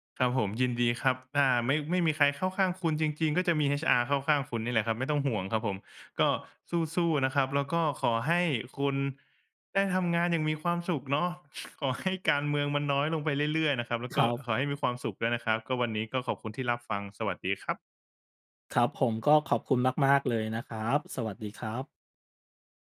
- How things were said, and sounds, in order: chuckle; laughing while speaking: "ขอให้"
- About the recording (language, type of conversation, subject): Thai, advice, คุณควรทำอย่างไรเมื่อเจ้านายจุกจิกและไว้ใจไม่ได้เวลามอบหมายงาน?